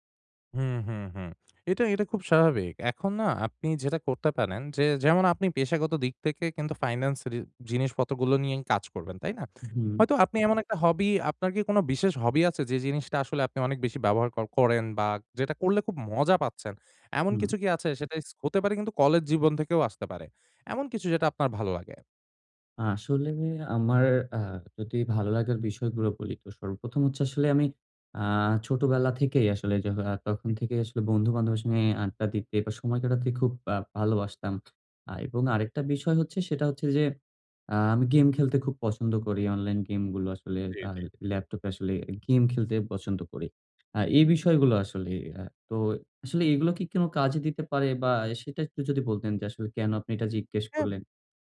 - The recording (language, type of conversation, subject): Bengali, advice, বোর হয়ে গেলে কীভাবে মনোযোগ ফিরে আনবেন?
- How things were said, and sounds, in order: in English: "hobby"; in English: "hobby"; "কোনো" said as "কেনো"